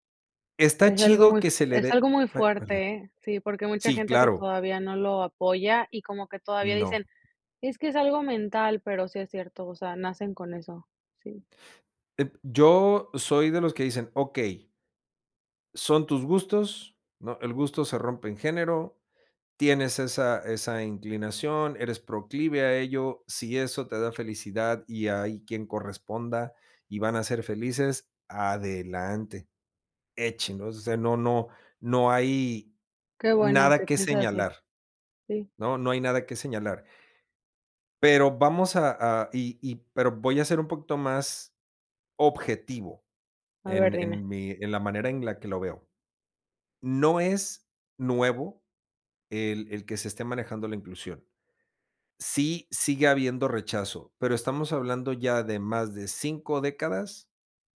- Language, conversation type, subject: Spanish, podcast, ¿Qué opinas sobre la representación de género en películas y series?
- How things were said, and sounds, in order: none